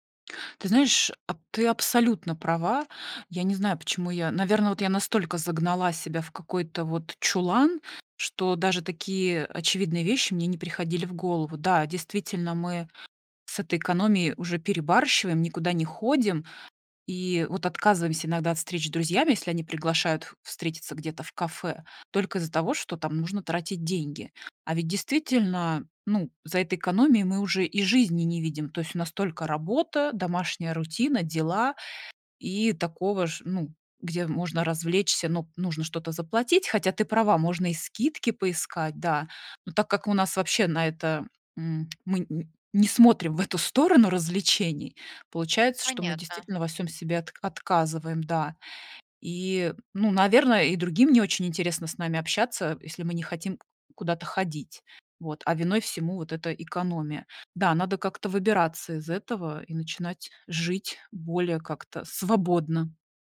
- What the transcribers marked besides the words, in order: tapping
- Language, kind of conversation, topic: Russian, advice, Как начать экономить, не лишая себя удовольствий?